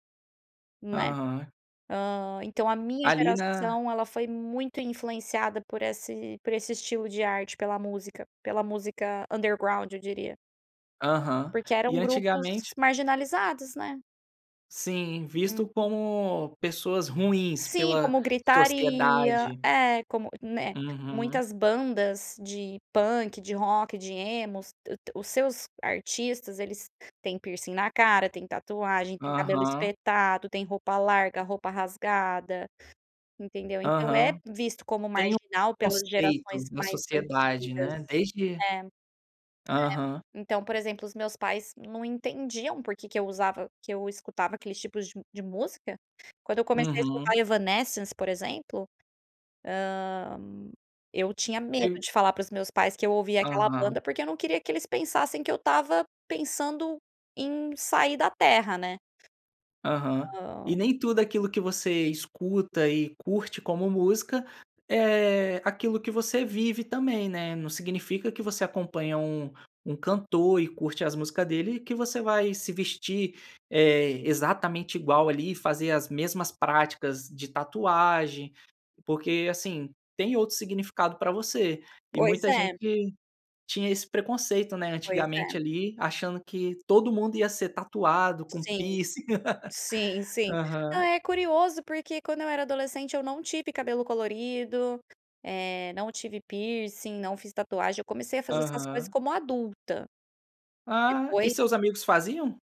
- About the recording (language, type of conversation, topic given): Portuguese, podcast, Como você descobre música nova hoje em dia?
- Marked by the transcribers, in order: in English: "underground"; tapping; other background noise; laugh